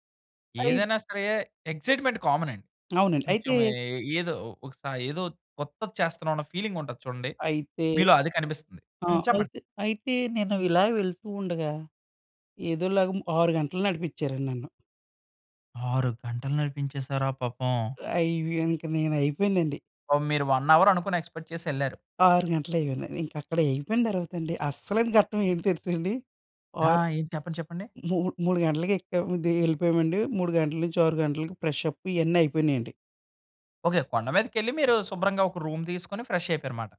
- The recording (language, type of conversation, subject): Telugu, podcast, దగ్గర్లోని కొండ ఎక్కిన అనుభవాన్ని మీరు ఎలా వివరించగలరు?
- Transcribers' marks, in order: in English: "ఎగ్జైట్మెంట్ కామన్"; tapping; in English: "ఫీలింగ్"; other background noise; in English: "వన్ అవర్"; in English: "ఎక్స్‌పెక్ట్"; in English: "ఫ్రెష్ అప్"; in English: "రూమ్"; in English: "ఫ్రెష్"